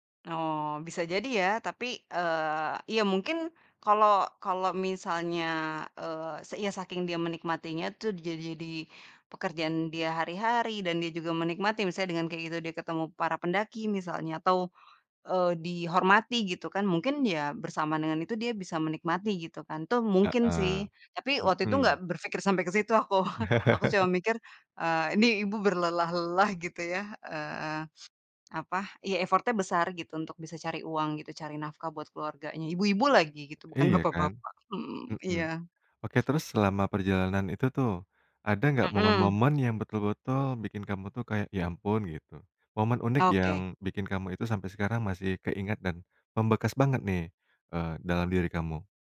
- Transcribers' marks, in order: chuckle; in English: "effort-nya"; other background noise; laughing while speaking: "bapak"
- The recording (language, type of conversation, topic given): Indonesian, podcast, Pengalaman perjalanan apa yang paling mengubah cara pandangmu?